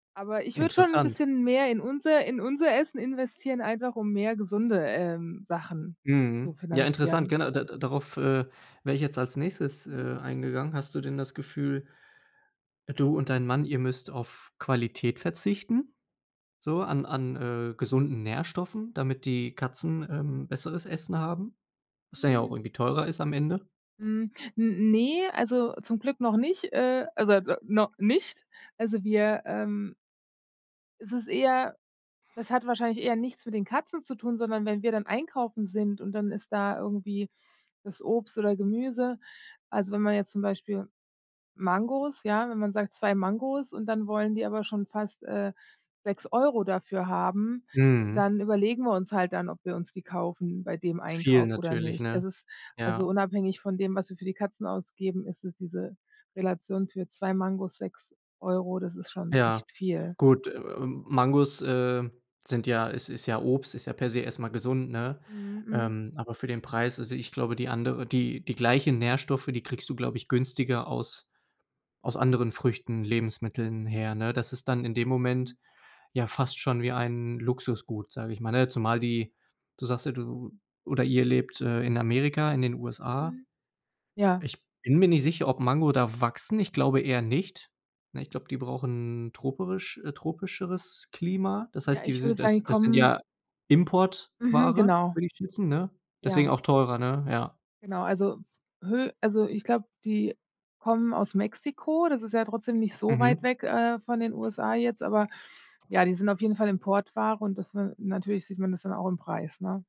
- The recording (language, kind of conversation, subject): German, advice, Wie kann ich mich mit wenig Geld gesund ernähren?
- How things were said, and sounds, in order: other background noise; stressed: "Importware"; stressed: "so"